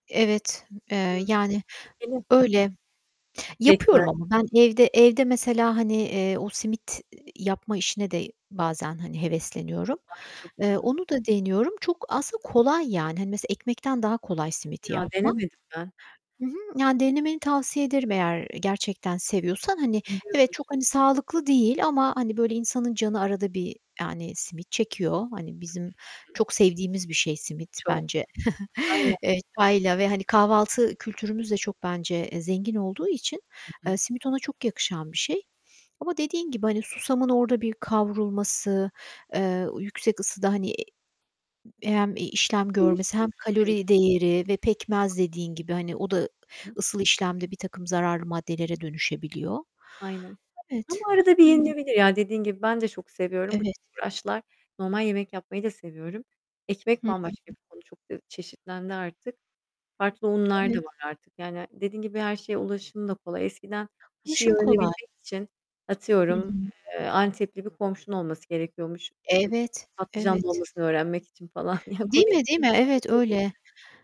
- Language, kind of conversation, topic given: Turkish, unstructured, Evde ekmek yapmak hakkında ne düşünüyorsun?
- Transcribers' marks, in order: other background noise; distorted speech; chuckle; tapping; chuckle; chuckle